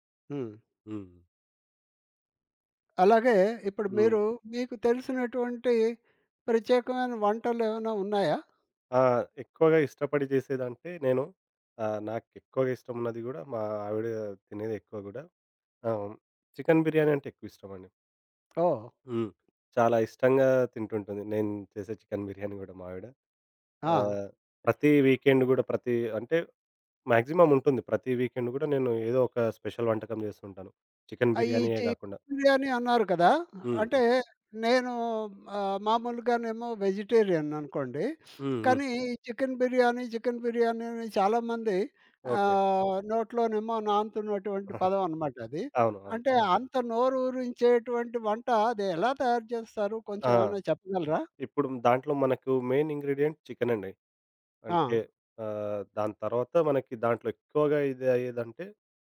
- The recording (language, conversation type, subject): Telugu, podcast, వంటను కలిసి చేయడం మీ ఇంటికి ఎలాంటి ఆత్మీయ వాతావరణాన్ని తెస్తుంది?
- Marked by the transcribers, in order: tapping; in English: "వీకెండ్"; other background noise; in English: "మాక్సిమం"; in English: "వీకెండ్"; in English: "స్పెషల్"; sniff; giggle; in English: "మెయిన్ ఇంగ్రీడియంట్"